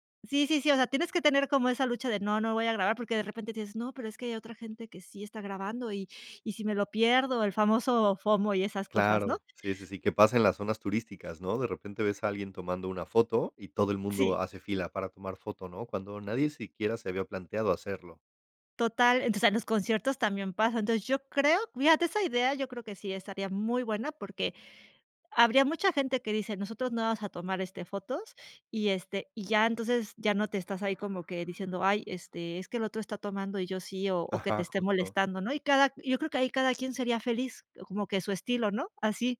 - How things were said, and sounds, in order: none
- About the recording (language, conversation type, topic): Spanish, podcast, ¿Qué opinas de la gente que usa el celular en conciertos?